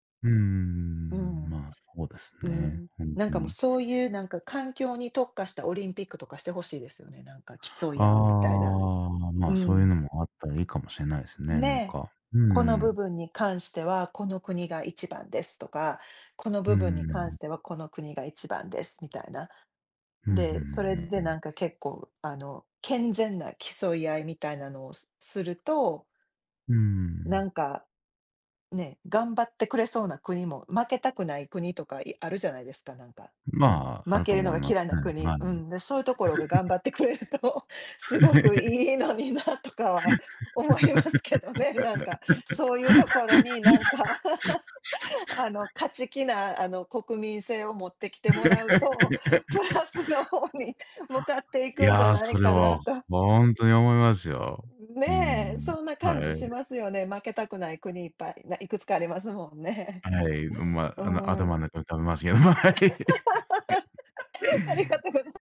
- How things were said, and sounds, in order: other background noise; drawn out: "ああ"; tapping; chuckle; laughing while speaking: "くれると、すごくいいの … ころに、なんか"; chuckle; laugh; chuckle; laughing while speaking: "プラスの方に"; laugh; laughing while speaking: "ありがとうござ"; laughing while speaking: "はい"; laugh
- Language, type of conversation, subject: Japanese, unstructured, 最近の気候変動に関するニュースについて、どう思いますか？